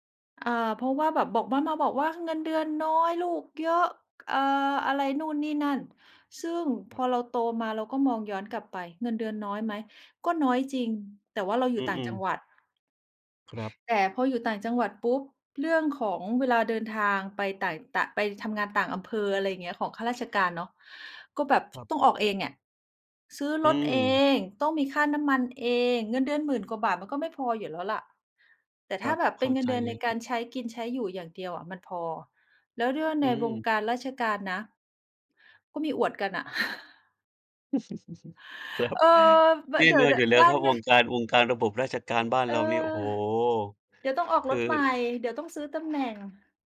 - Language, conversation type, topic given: Thai, unstructured, คุณคิดอย่างไรเกี่ยวกับการทุจริตในระบบราชการ?
- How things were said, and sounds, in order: other background noise; tapping; chuckle